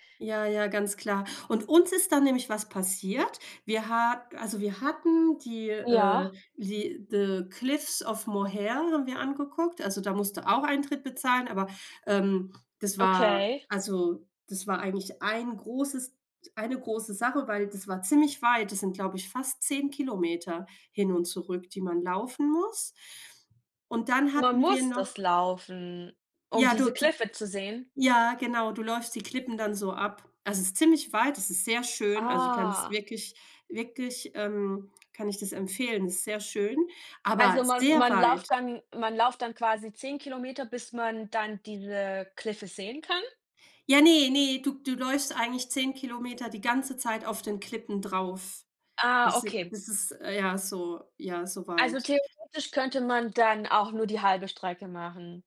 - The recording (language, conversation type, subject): German, unstructured, Magst du es lieber, spontane Ausflüge zu machen, oder planst du alles im Voraus?
- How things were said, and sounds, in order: other background noise; drawn out: "Ah"; "läuft" said as "lauft"; "läuft" said as "lauft"